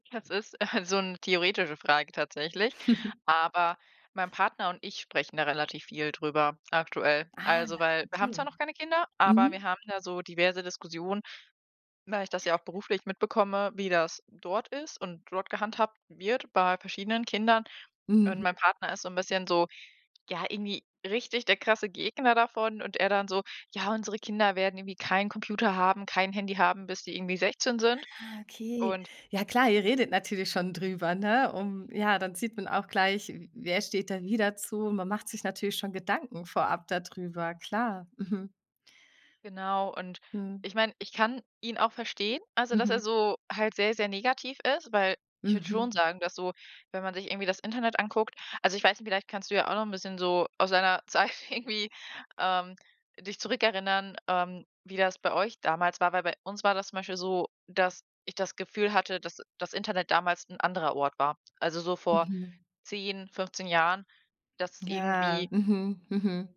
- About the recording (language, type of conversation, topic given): German, podcast, Wie sprichst du mit Kindern über Bildschirmzeit?
- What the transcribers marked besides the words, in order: chuckle; other background noise; chuckle; tapping; laughing while speaking: "Zeit irgendwie"